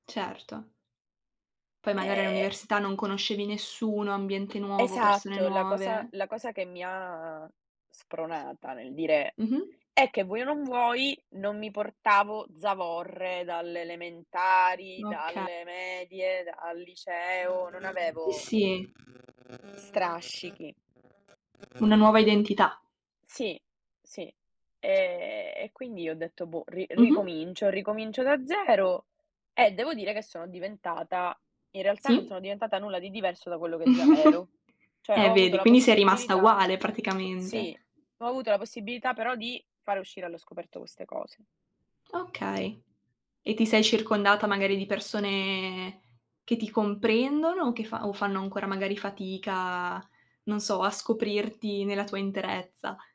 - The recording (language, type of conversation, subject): Italian, unstructured, Quale parte della tua identità ti sorprende di più?
- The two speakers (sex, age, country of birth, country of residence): female, 18-19, Italy, Italy; female, 60-64, Italy, Italy
- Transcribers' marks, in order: other background noise; tapping; chuckle; "Cioè" said as "ceh"